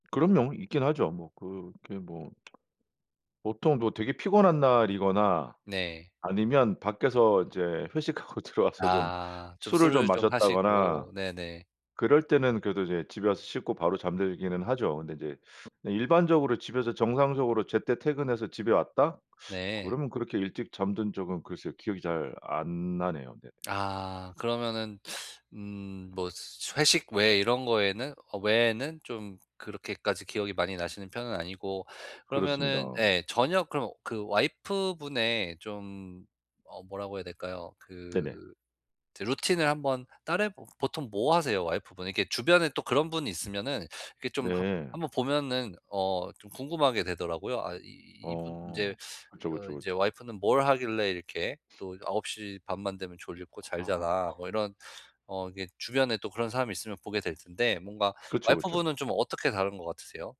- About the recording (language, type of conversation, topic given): Korean, advice, 취침 전 루틴을 만들기 위해 잠들기 전 시간을 어떻게 보내면 좋을까요?
- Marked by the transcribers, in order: tsk; laughing while speaking: "회식하고"; other background noise; tapping